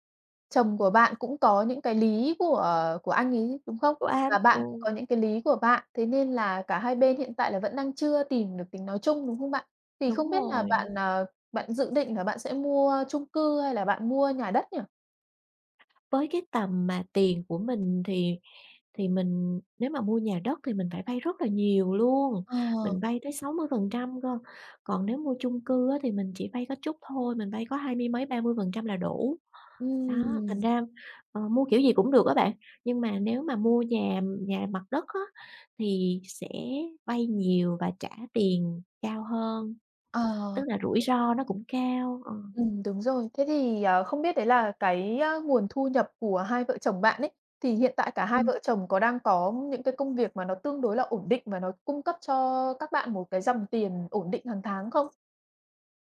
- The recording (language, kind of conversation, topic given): Vietnamese, advice, Nên mua nhà hay tiếp tục thuê nhà?
- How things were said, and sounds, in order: other background noise; tapping